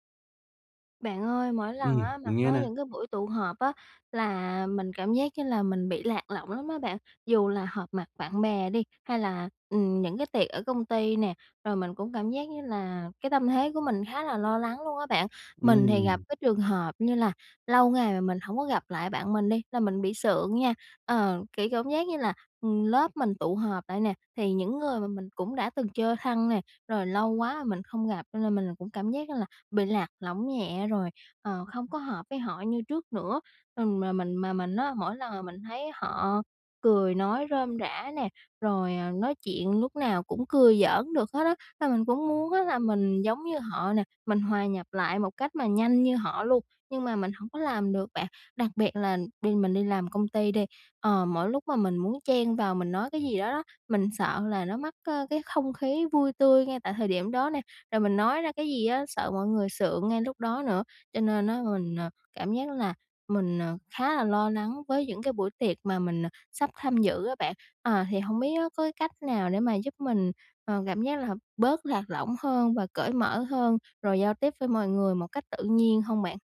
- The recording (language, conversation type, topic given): Vietnamese, advice, Làm sao để tôi không còn cảm thấy lạc lõng trong các buổi tụ tập?
- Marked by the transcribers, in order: tapping; other background noise